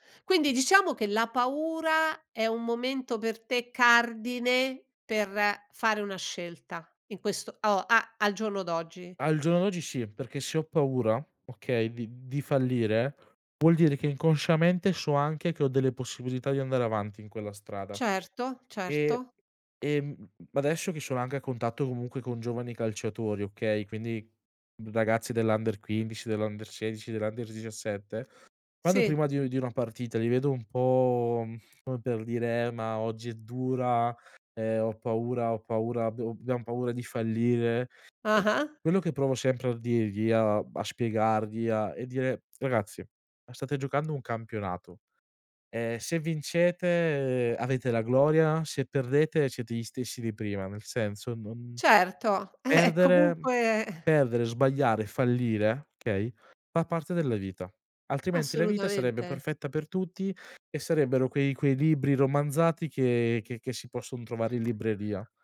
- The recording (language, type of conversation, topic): Italian, podcast, Come affronti la paura di sbagliare una scelta?
- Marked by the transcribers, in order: "okay" said as "key"